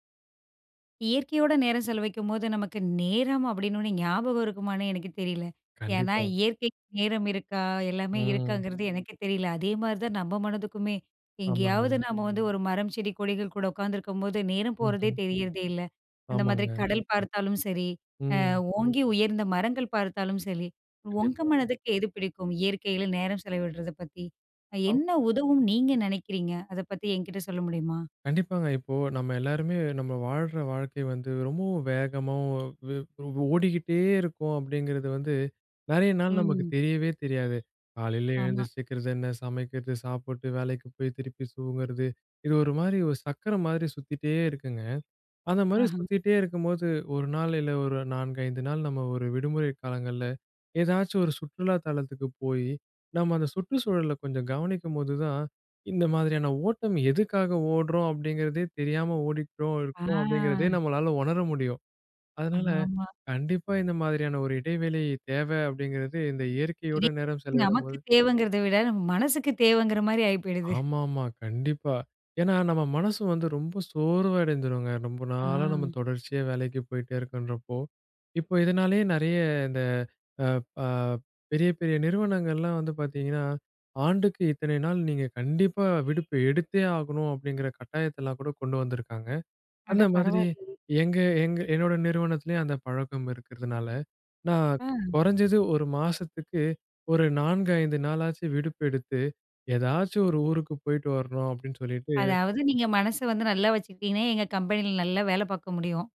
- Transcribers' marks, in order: "செலவழிக்கும்போது" said as "செலவிக்கும்போது"; other background noise; "சரி" said as "செலி"; other noise; "சீக்கிரம்" said as "சிகிக்கிறது"; "தூங்கறது" said as "சூங்குறது"; "ஓடிக்கிட்டு" said as "ஓடிட்க்டோம்"; drawn out: "ஆ"; chuckle; drawn out: "ஆ"; horn
- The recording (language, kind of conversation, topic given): Tamil, podcast, இயற்கையில் நேரம் செலவிடுவது உங்கள் மனநலத்திற்கு எப்படி உதவுகிறது?